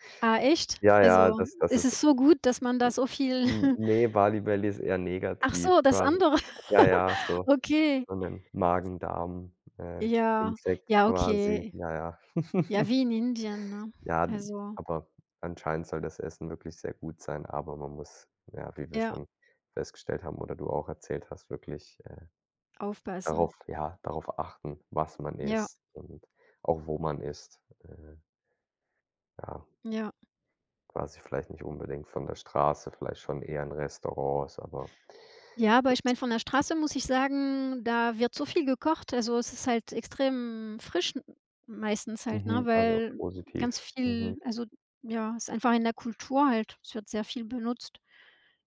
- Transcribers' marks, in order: other background noise; snort; chuckle; chuckle
- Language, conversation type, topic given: German, unstructured, Welche Länder möchtest du in Zukunft besuchen?
- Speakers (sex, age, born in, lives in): female, 50-54, France, Sweden; male, 25-29, Germany, Germany